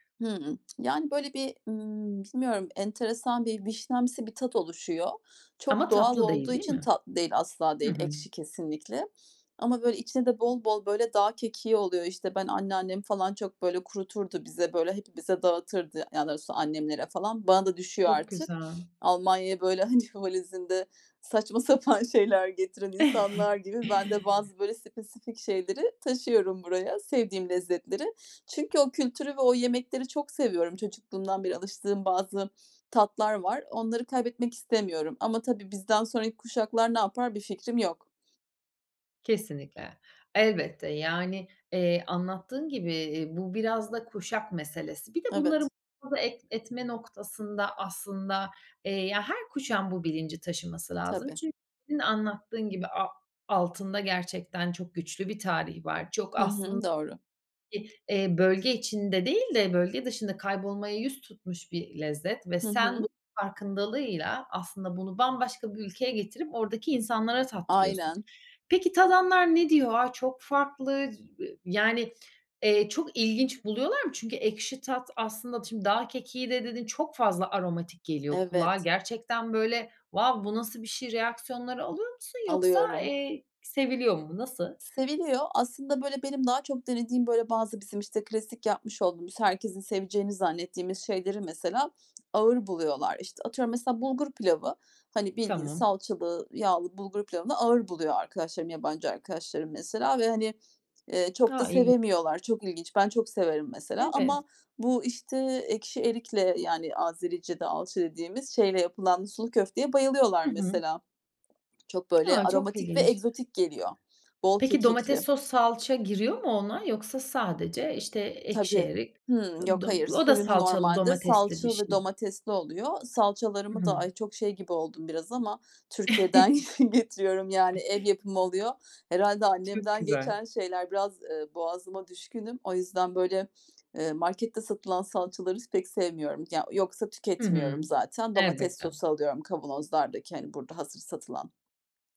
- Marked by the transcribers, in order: lip smack; laughing while speaking: "sapan şeyler getiren"; chuckle; unintelligible speech; unintelligible speech; unintelligible speech; in English: "wow"; unintelligible speech; other background noise; chuckle; giggle
- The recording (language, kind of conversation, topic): Turkish, podcast, Tarifleri kuşaktan kuşağa nasıl aktarıyorsun?